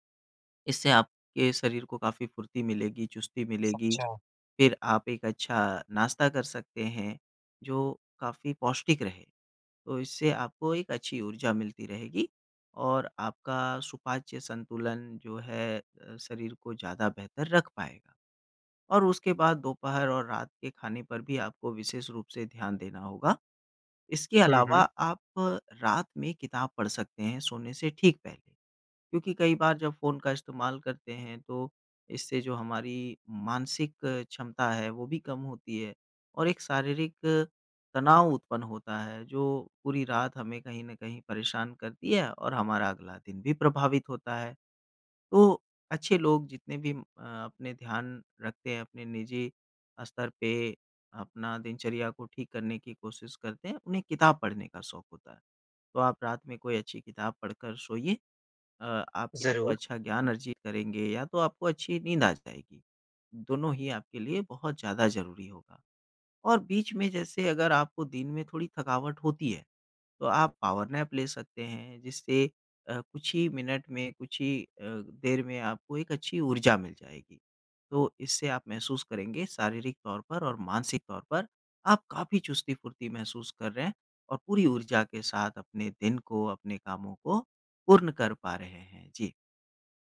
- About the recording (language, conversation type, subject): Hindi, advice, दिन में बार-बार सुस्ती आने और झपकी लेने के बाद भी ताजगी क्यों नहीं मिलती?
- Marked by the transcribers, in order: in English: "पावर नैप"